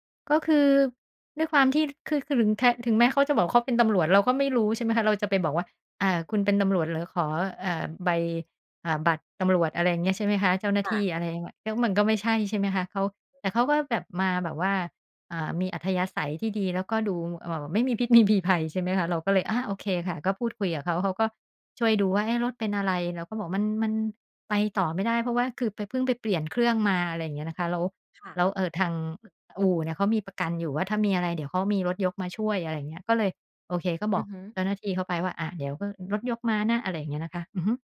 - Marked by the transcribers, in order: none
- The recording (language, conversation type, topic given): Thai, podcast, การหลงทางเคยสอนอะไรคุณบ้าง?